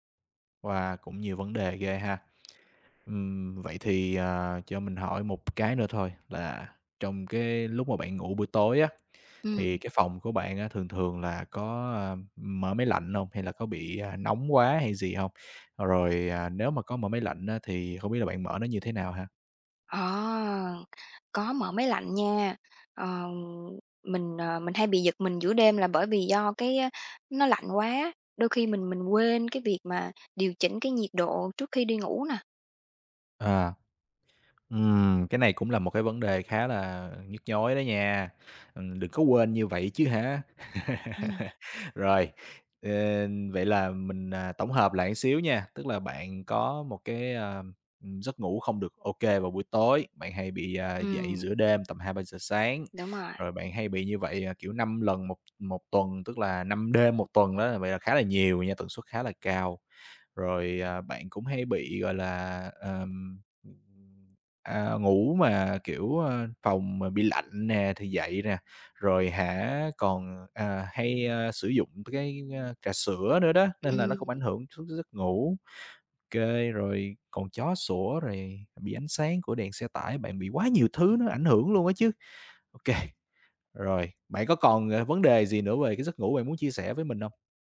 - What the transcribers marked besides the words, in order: other background noise; laugh; tapping
- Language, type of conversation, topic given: Vietnamese, advice, Tôi thường thức dậy nhiều lần giữa đêm và cảm thấy không ngủ đủ, tôi nên làm gì?